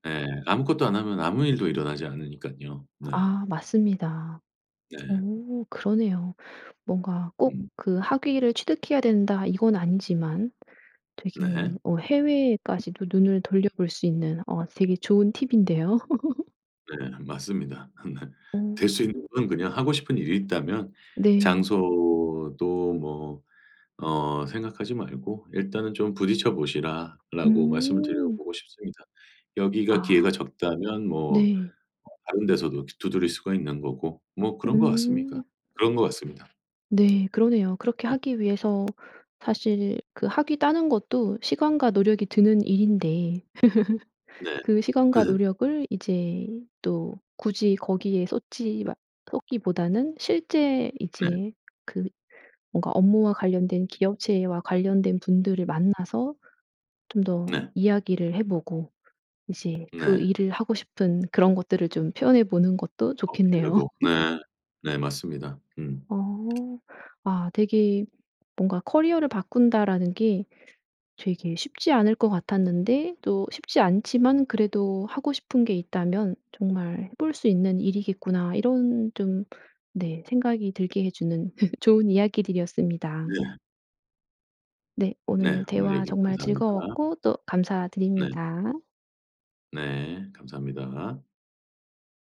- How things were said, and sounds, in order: other background noise; tapping; laugh; laugh; laugh; laugh
- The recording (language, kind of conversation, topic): Korean, podcast, 학위 없이 배움만으로 커리어를 바꿀 수 있을까요?